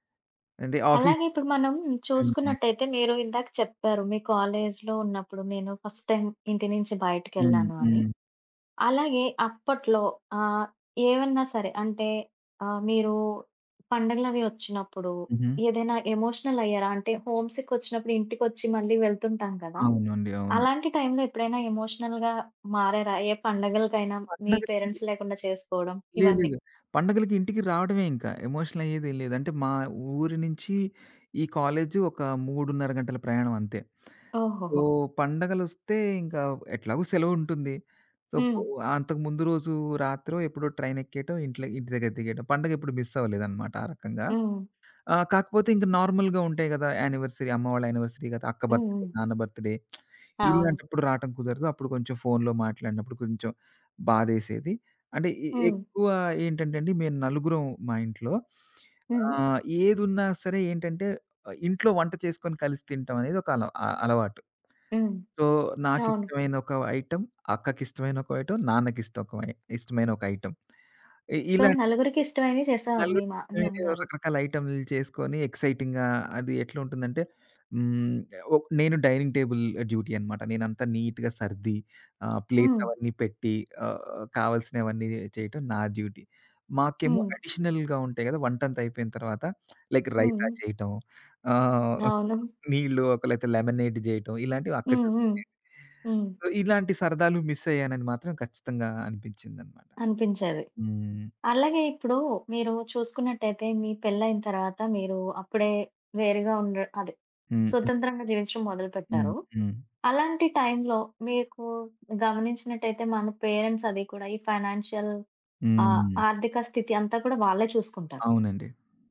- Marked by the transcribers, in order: in English: "ఫస్ట్ టైమ్"; in English: "హోమ్‌సిక్"; in English: "ఎమోషనల్‌గా"; in English: "పేరెంట్స్"; in English: "ఎమోషనల్"; in English: "సో"; in English: "ట్రైన్"; in English: "నార్మల్‌గా"; in English: "యానివర్సరీ"; in English: "యానివర్సరీ"; in English: "బర్త్‌డే"; tapping; in English: "బర్త్‌డే"; lip smack; in English: "సో"; in English: "ఐటమ్"; in English: "ఐటమ్"; in English: "ఐటమ్"; in English: "సో"; in English: "ఎక్సైటింగా"; in English: "డైనింగ్ టేబుల్ డ్యూటీ"; in English: "ప్లేట్స్"; in English: "డ్యూటీ"; in English: "అడిషనల్‌గా"; in English: "లైక్"; other background noise; in English: "లెమనేడ్"; in English: "సో"; in English: "పేరెంట్స్"; in English: "ఫైనాన్షియల్"
- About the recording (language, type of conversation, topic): Telugu, podcast, మీరు ఇంటి నుంచి బయటకు వచ్చి స్వతంత్రంగా జీవించడం మొదలు పెట్టినప్పుడు మీకు ఎలా అనిపించింది?